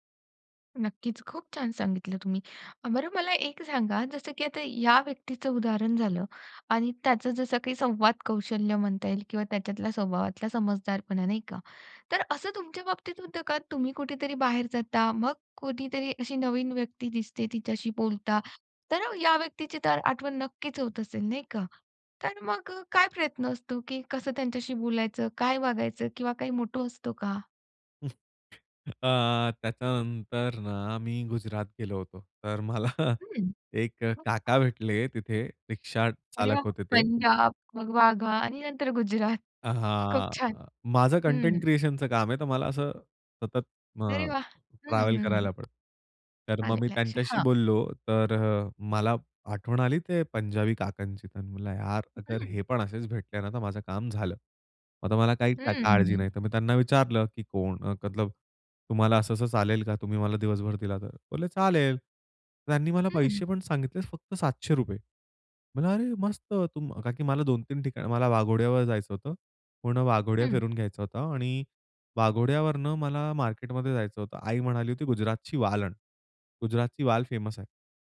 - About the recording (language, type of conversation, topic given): Marathi, podcast, तुझ्या प्रदेशातील लोकांशी संवाद साधताना तुला कोणी काय शिकवलं?
- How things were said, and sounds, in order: in English: "मोटो"; other background noise; laughing while speaking: "मला"; unintelligible speech; in English: "ट्रॅवल"; "मतलब" said as "कतलब"